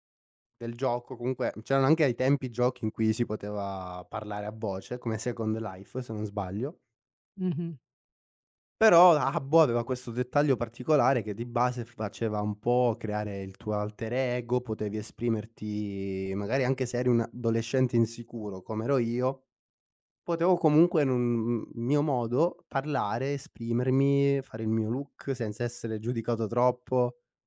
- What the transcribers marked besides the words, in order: in English: "look"; laughing while speaking: "giudicato"
- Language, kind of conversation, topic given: Italian, podcast, In che occasione una persona sconosciuta ti ha aiutato?